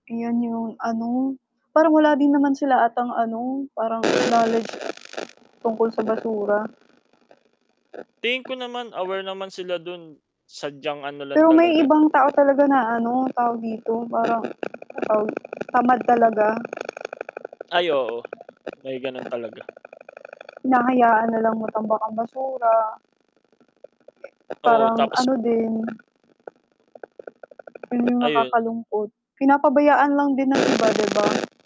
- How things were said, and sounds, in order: mechanical hum; static; background speech; distorted speech
- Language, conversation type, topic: Filipino, unstructured, Paano mo nakikita ang epekto ng basura sa ating kalikasan?